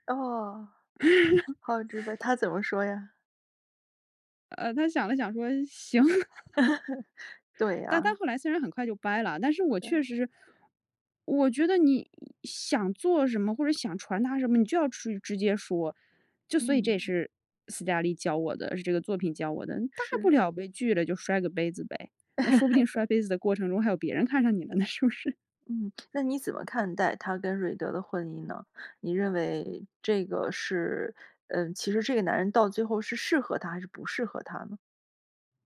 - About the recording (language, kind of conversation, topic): Chinese, podcast, 有没有一部作品改变过你的人生态度？
- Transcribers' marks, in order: laugh; laughing while speaking: "行"; laugh; laugh; laughing while speaking: "是不是？"